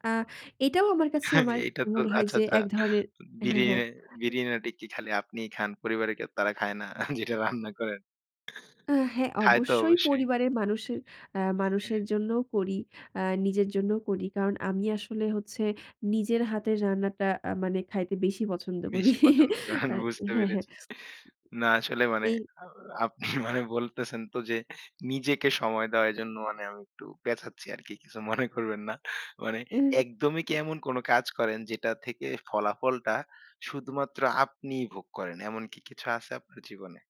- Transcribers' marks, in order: chuckle; "বিরিয়ানিটা" said as "বিরিনাটি"; unintelligible speech; laughing while speaking: "যেটা রান্না করেন?"; tongue click; unintelligible speech; laughing while speaking: "বুঝতে পেরেছি"; chuckle; tapping; laughing while speaking: "মানে বলতেছেন"; laughing while speaking: "কিছু মনে করবেন না"
- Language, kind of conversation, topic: Bengali, podcast, আপনি কীভাবে নিজের কাজ আর ব্যক্তিগত জীবনের মধ্যে ভারসাম্য বজায় রাখেন?